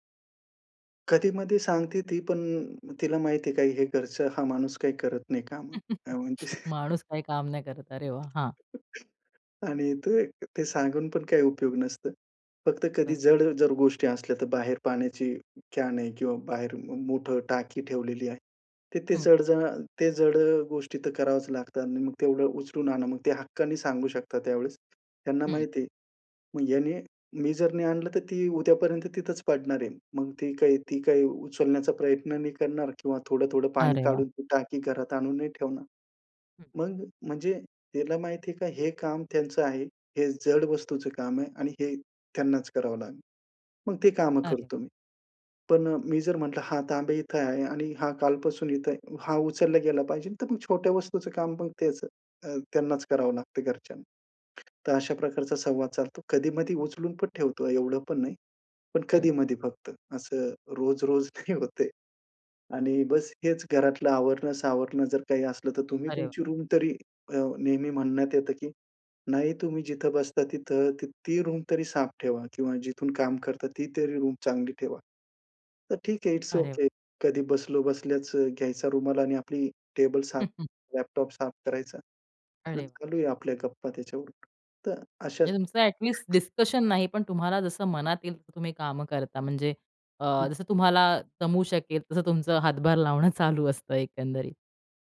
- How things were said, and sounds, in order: chuckle; in English: "कॅन"; other background noise; laughing while speaking: "नाही होत ते"; in English: "इट्स"; chuckle; unintelligible speech; in English: "ॲटलीस्ट डिसकशन"
- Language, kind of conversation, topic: Marathi, podcast, घरच्या कामांमध्ये जोडीदाराशी तुम्ही समन्वय कसा साधता?